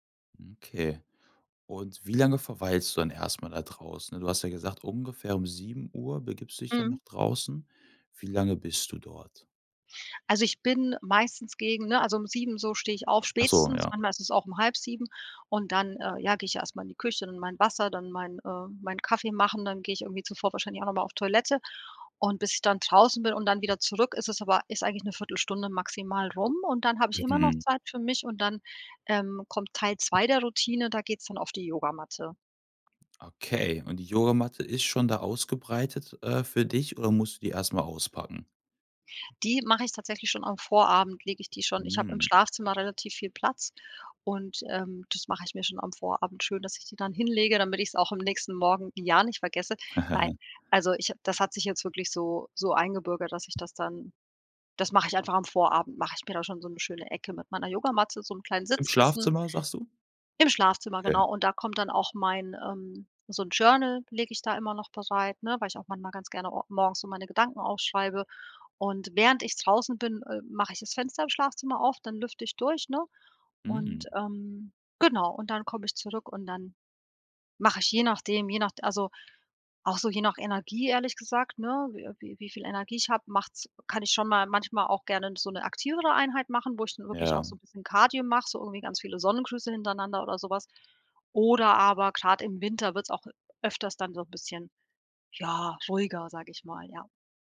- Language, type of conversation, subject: German, podcast, Wie sieht deine Morgenroutine eigentlich aus, mal ehrlich?
- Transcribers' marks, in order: giggle; other background noise